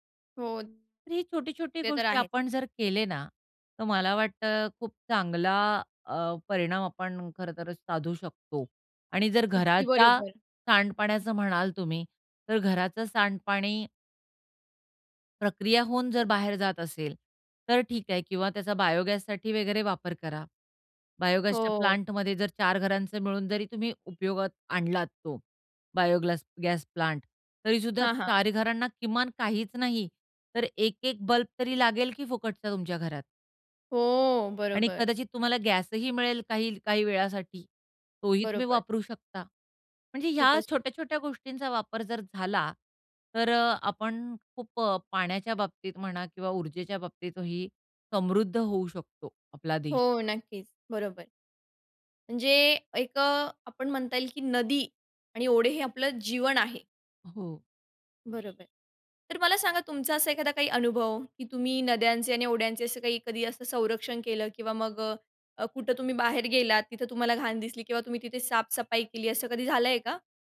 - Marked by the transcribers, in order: in English: "बायोगॅससाठी"; in English: "बायोगॅसच्या प्लांटमध्ये"; in English: "बायोग्लास गॅस प्लांट"; tapping
- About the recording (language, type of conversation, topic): Marathi, podcast, नद्या आणि ओढ्यांचे संरक्षण करण्यासाठी लोकांनी काय करायला हवे?